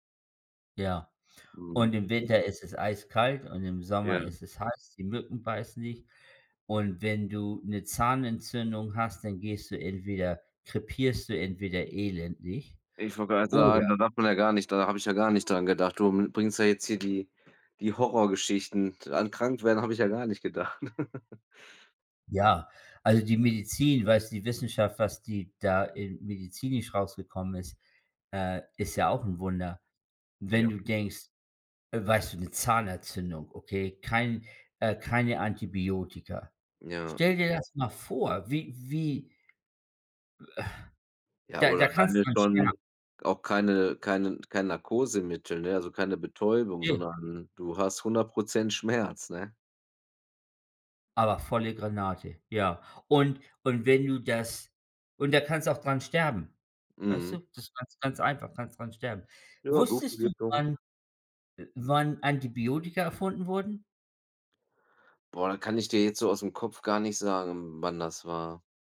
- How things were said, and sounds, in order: other background noise; chuckle; tapping; sigh
- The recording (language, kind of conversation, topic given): German, unstructured, Welche wissenschaftliche Entdeckung findest du am faszinierendsten?